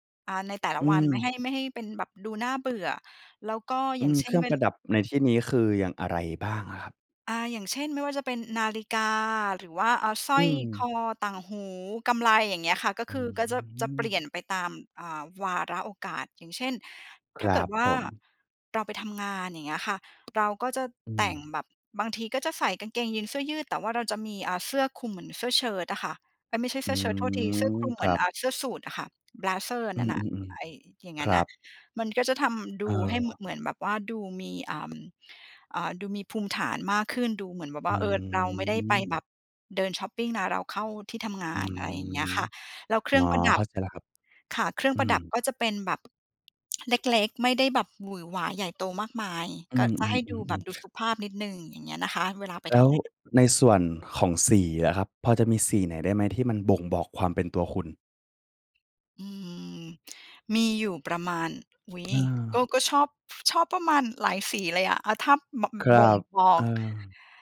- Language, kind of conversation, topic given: Thai, podcast, สไตล์การแต่งตัวของคุณบอกอะไรเกี่ยวกับตัวคุณบ้าง?
- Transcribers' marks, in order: other background noise; in English: "เบลเซอร์"; tapping; other noise